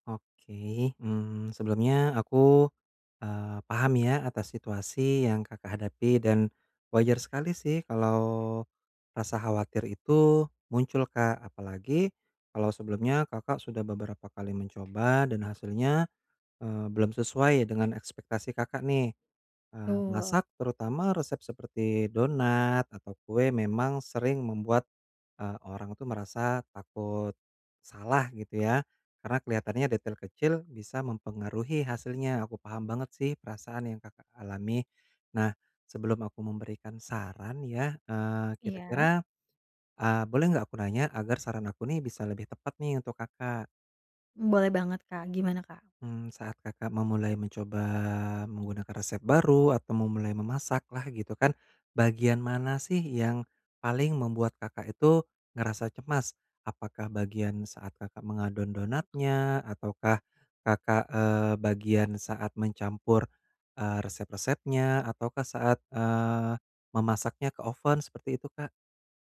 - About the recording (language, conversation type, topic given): Indonesian, advice, Bagaimana cara mengurangi kecemasan saat mencoba resep baru agar lebih percaya diri?
- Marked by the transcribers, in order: tapping